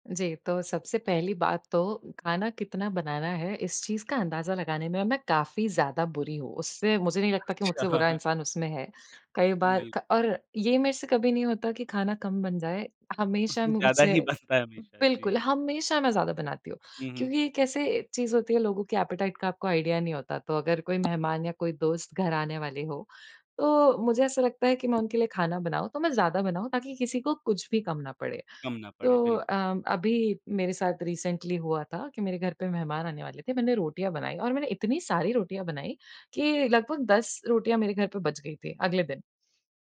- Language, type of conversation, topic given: Hindi, podcast, बचे हुए खाने को नए और स्वादिष्ट रूप में बदलने के आपके पसंदीदा तरीके क्या हैं?
- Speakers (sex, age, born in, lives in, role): female, 20-24, India, India, guest; male, 25-29, India, India, host
- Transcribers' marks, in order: laughing while speaking: "अच्छा"; laugh; chuckle; laughing while speaking: "बनता है"; in English: "एपेटाइट"; in English: "आईडिया"; tapping; in English: "रिसेंटली"